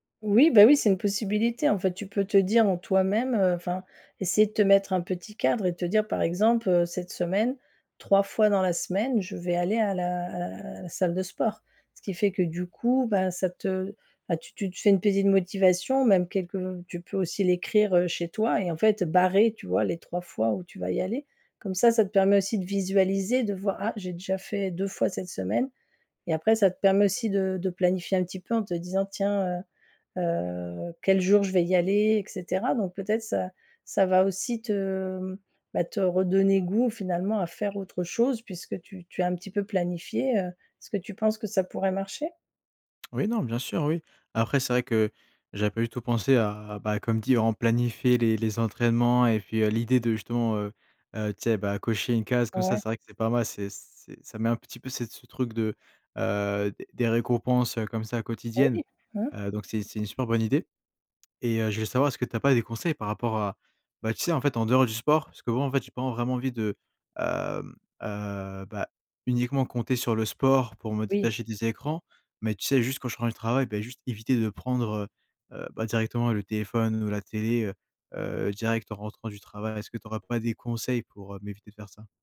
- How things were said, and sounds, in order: tapping; stressed: "barrer"; other background noise
- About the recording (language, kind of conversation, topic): French, advice, Comment puis-je réussir à déconnecter des écrans en dehors du travail ?